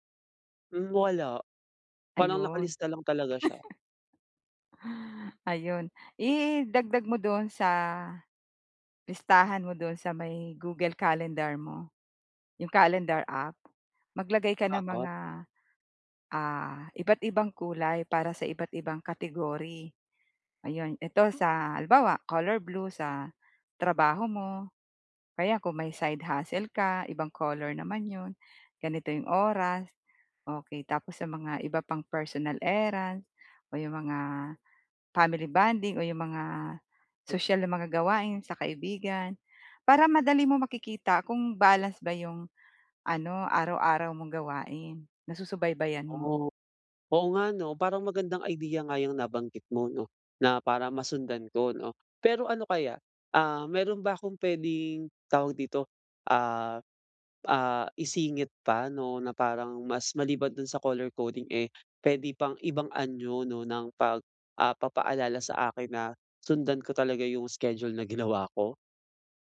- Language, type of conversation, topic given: Filipino, advice, Paano ko masusubaybayan nang mas madali ang aking mga araw-araw na gawi?
- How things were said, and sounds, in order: in English: "Google Calendar"; in English: "Calendar app"; in English: "side hustle"; in English: "personal errands"; in English: "family bonding"; in English: "color coding"